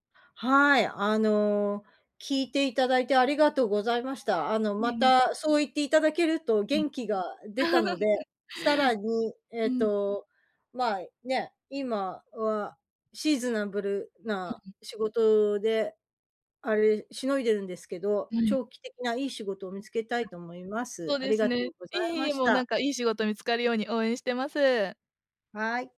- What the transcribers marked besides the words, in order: laugh; in English: "シーズナブル"; unintelligible speech
- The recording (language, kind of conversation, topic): Japanese, advice, 失業によって収入と生活が一変し、不安が強いのですが、どうすればよいですか？